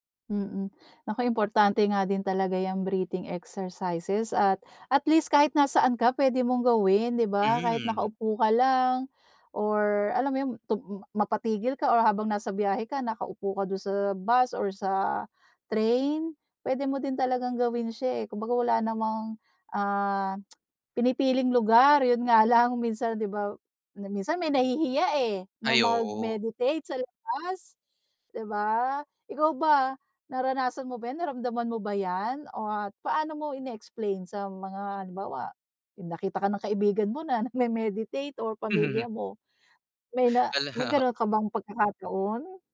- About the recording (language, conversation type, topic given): Filipino, podcast, Paano mo ginagamit ang pagmumuni-muni para mabawasan ang stress?
- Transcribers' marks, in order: tsk